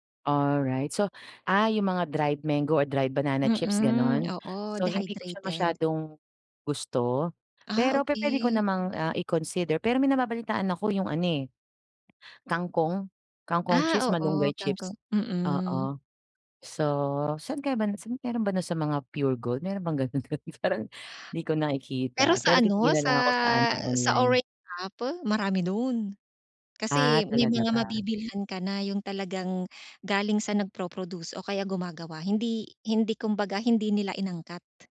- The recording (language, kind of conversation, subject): Filipino, advice, Paano ako makakabuo ng mas matatag na disiplina sa sarili?
- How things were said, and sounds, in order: tapping; other background noise; dog barking; laughing while speaking: "gano'n do'n? Parang"; background speech